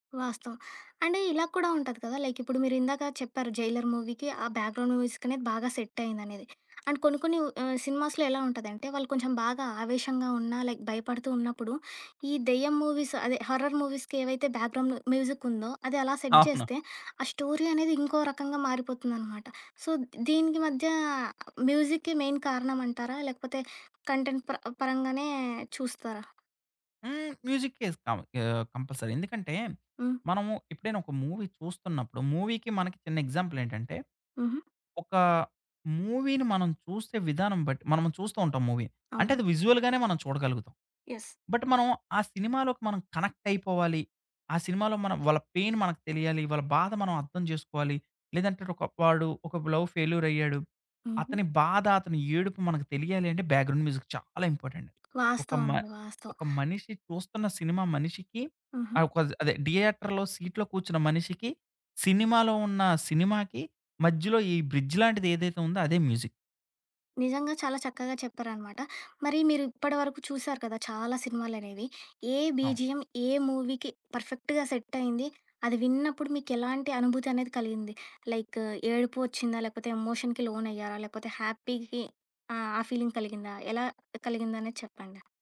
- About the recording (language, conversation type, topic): Telugu, podcast, సౌండ్‌ట్రాక్ ఒక సినిమాకు ఎంత ప్రభావం చూపుతుంది?
- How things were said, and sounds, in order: in English: "అండ్"; in English: "లైక్"; in English: "మూవీకి"; in English: "బ్యాక్ గ్రౌండ్ మ్యూజిక్"; in English: "అండ్"; in English: "సినిమాస్‌లో"; in English: "లైక్"; in English: "మూవీస్"; in English: "హార్రర్ మూవీస్‌కి"; in English: "బ్యాక్ గ్రౌండ్"; in English: "సెట్"; in English: "స్టోరీ"; in English: "సో"; in English: "మ్యూజిక్‌కి మెయిన్"; in English: "కంటెంట్"; other background noise; in English: "కంపల్సరీ"; in English: "మూవీ"; in English: "మూవీకి"; in English: "మూవీని"; in English: "మూవీ"; in English: "విజువల్‌గానే"; in English: "యెస్"; in English: "బట్"; in English: "పెయిన్"; in English: "లవ్"; in English: "బాగ్రౌండ్ మ్యూజిక్"; tapping; in English: "ఇంపార్టెంట్"; in English: "థియేటర్‌లో సీట్‌లో"; in English: "బ్రిడ్జ్"; in English: "మ్యూజిక్"; in English: "బీజీఎమ్"; in English: "మూవీకి పర్ఫెక్ట్‌గా"; in English: "లైక్"; in English: "ఎమోషన్‌కి"; in English: "హ్యాపీకి"; in English: "ఫీలింగ్"